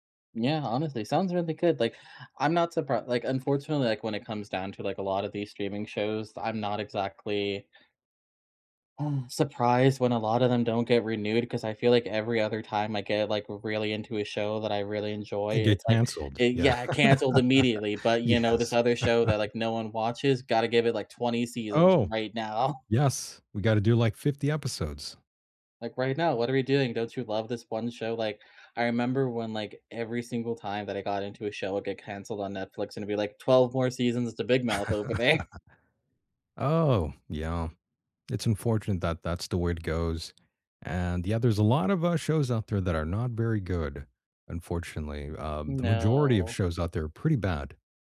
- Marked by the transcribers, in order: sigh; laughing while speaking: "Yeah. Yes"; chuckle; laughing while speaking: "now"; chuckle; laughing while speaking: "there"; tapping; drawn out: "No"
- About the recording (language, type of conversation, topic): English, unstructured, Which underrated streaming shows or movies do you recommend to everyone, and why?